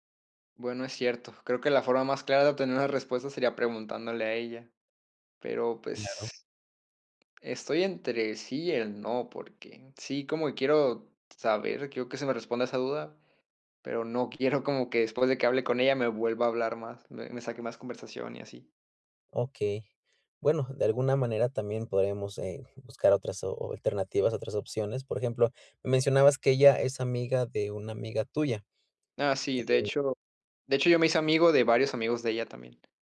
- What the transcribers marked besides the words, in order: tapping; laughing while speaking: "quiero"
- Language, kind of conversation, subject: Spanish, advice, ¿Cómo puedo interpretar mejor comentarios vagos o contradictorios?